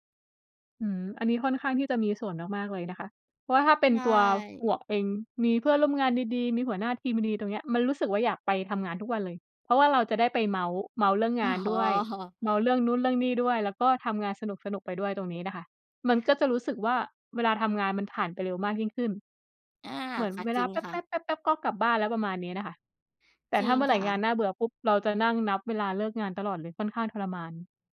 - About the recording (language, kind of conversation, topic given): Thai, unstructured, คุณทำส่วนไหนของงานแล้วรู้สึกสนุกที่สุด?
- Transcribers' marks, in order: other background noise; laughing while speaking: "อ๋อ"